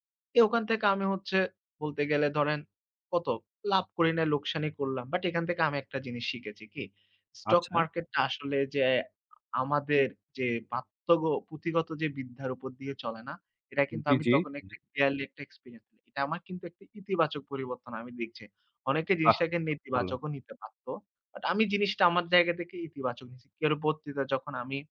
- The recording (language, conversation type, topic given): Bengali, unstructured, ব্যর্থতাকে আপনি কীভাবে ইতিবাচক ভাবনায় রূপান্তর করবেন?
- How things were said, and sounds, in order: none